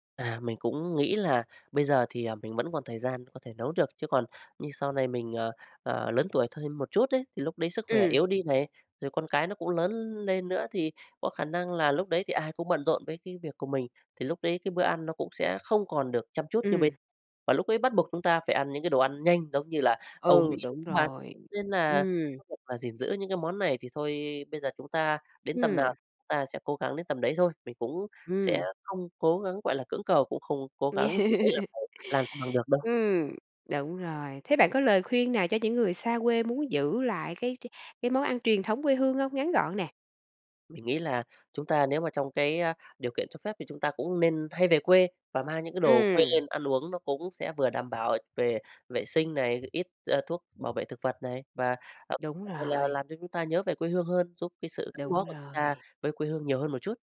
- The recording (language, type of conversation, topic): Vietnamese, podcast, Bạn nhớ kỷ niệm nào gắn liền với một món ăn trong ký ức của mình?
- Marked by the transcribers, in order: tapping; unintelligible speech; unintelligible speech; laugh; other background noise; unintelligible speech